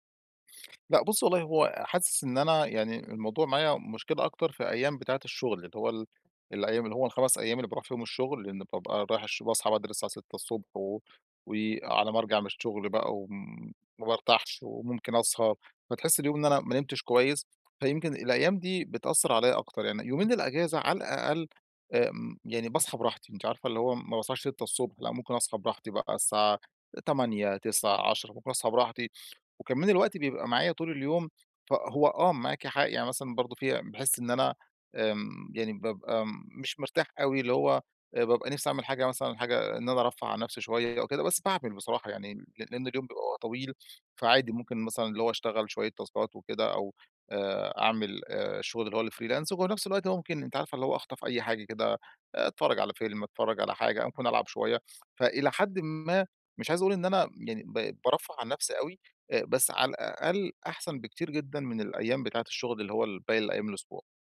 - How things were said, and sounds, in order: other background noise; tapping; in English: "تاسكات"; in English: "freelance"
- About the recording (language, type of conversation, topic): Arabic, advice, إزاي أوازن بين الراحة وإنجاز المهام في الويك إند؟